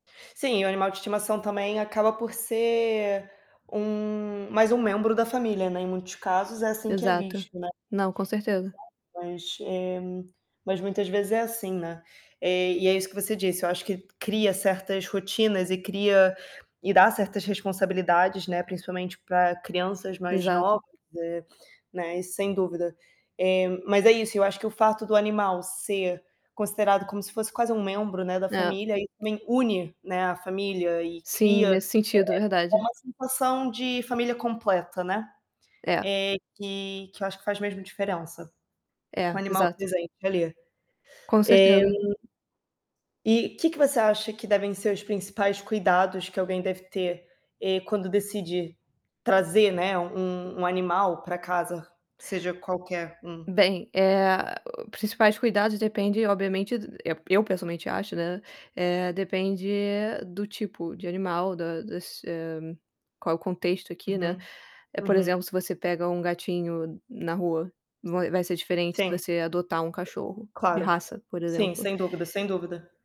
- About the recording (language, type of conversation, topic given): Portuguese, unstructured, Qual é a importância dos animais de estimação na vida das pessoas?
- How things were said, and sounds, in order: static; distorted speech; tapping; unintelligible speech; other background noise